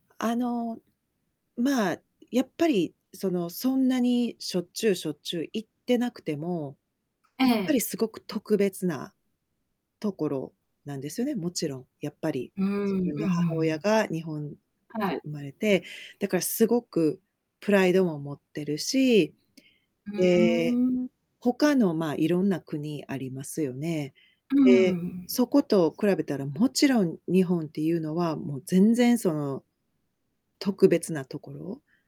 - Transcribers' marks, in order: tapping; distorted speech; static; other background noise
- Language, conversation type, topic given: Japanese, podcast, 子どもに自分のルーツをどのように伝えればよいですか？